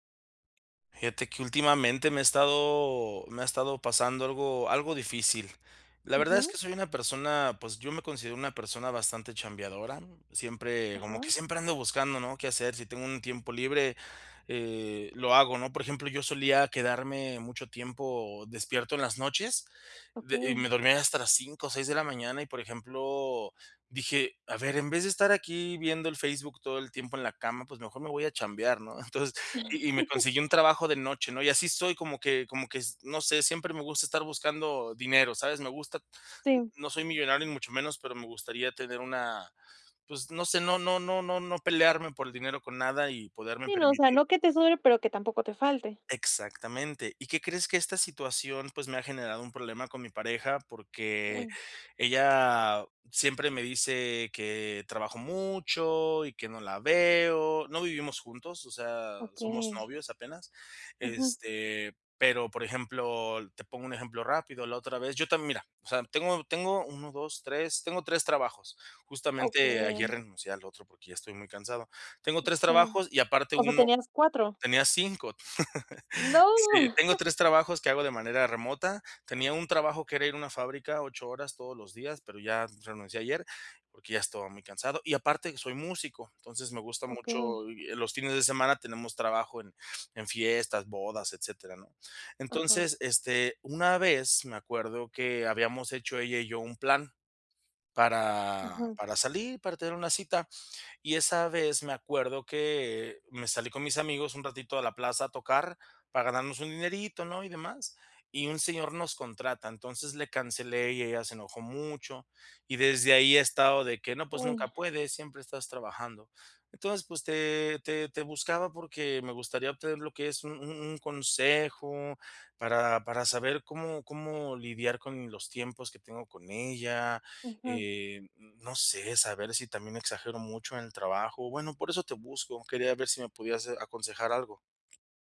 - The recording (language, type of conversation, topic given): Spanish, advice, ¿Cómo puedo manejar el sentirme atacado por las críticas de mi pareja sobre mis hábitos?
- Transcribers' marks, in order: other background noise; chuckle; laugh; other noise; laugh; chuckle